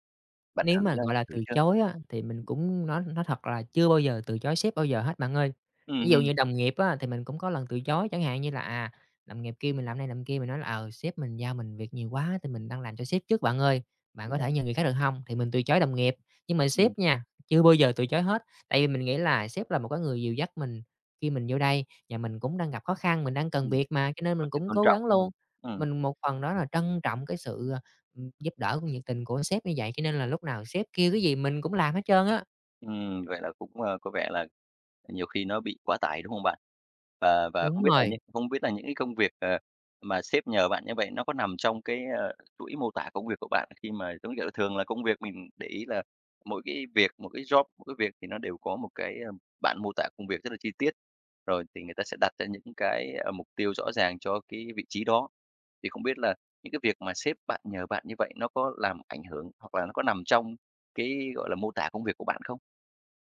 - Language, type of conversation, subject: Vietnamese, advice, Làm thế nào để tôi học cách nói “không” và tránh nhận quá nhiều việc?
- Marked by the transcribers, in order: tapping; unintelligible speech; in English: "job"